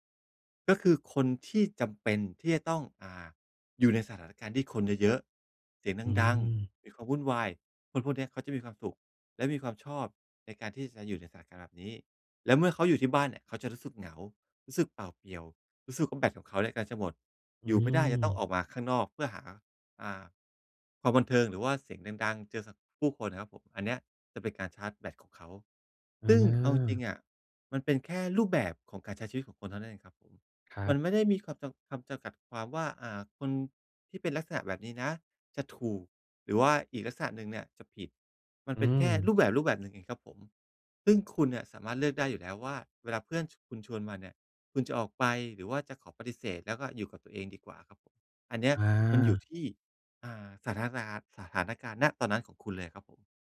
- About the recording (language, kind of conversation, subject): Thai, advice, ทำอย่างไรดีเมื่อฉันเครียดช่วงวันหยุดเพราะต้องไปงานเลี้ยงกับคนที่ไม่ชอบ?
- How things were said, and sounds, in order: none